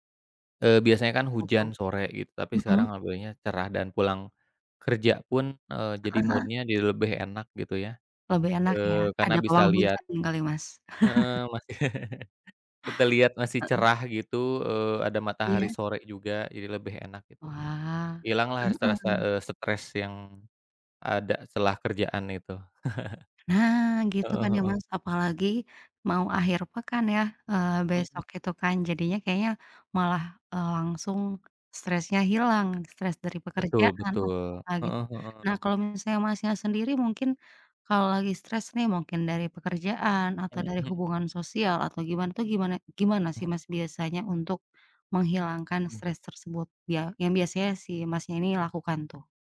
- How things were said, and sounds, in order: chuckle; laugh; laugh; unintelligible speech
- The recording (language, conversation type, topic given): Indonesian, unstructured, Apa yang biasanya kamu lakukan untuk menghilangkan stres?